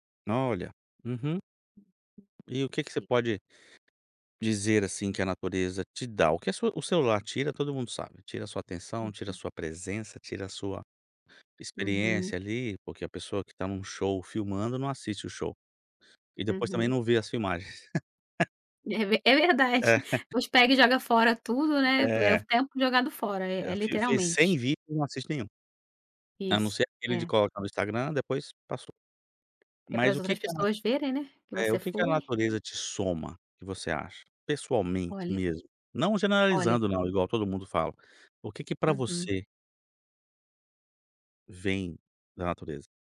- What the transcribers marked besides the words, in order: tapping; other background noise; unintelligible speech; chuckle; unintelligible speech
- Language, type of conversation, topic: Portuguese, podcast, Como você equilibra o uso do celular com o tempo ao ar livre?